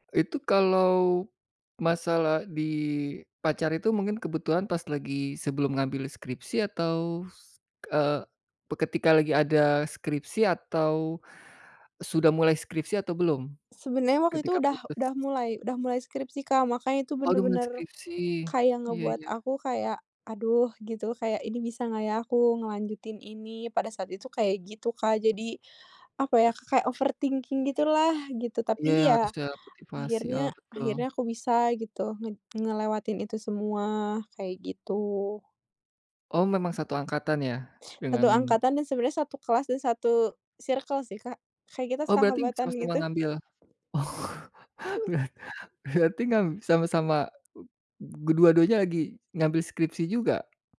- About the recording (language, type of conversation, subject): Indonesian, podcast, Kapan terakhir kali kamu merasa sangat bangga, dan kenapa?
- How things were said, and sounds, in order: other background noise; in English: "overthinking"; tapping; in English: "circle"; laughing while speaking: "oh, berar berarti ngamb"; other noise